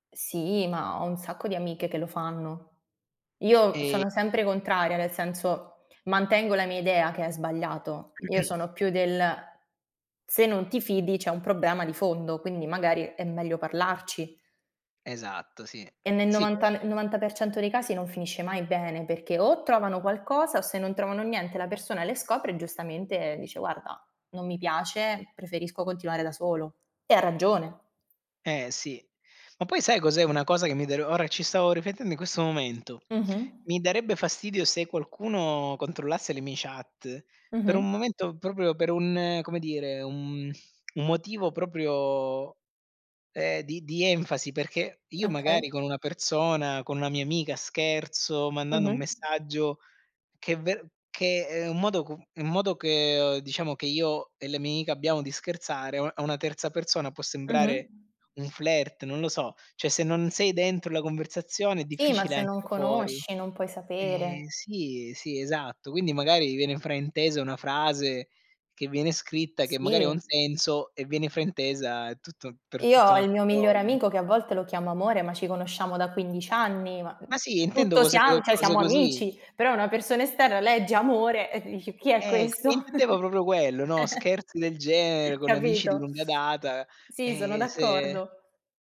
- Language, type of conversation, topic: Italian, unstructured, È giusto controllare il telefono del partner per costruire fiducia?
- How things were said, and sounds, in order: throat clearing; "riflettendo" said as "rifettendo"; sigh; tsk; "mia" said as "mi"; "amica" said as "ica"; "cioè" said as "ceh"; tapping; "cioè" said as "ceh"; "proprio" said as "brobrio"; chuckle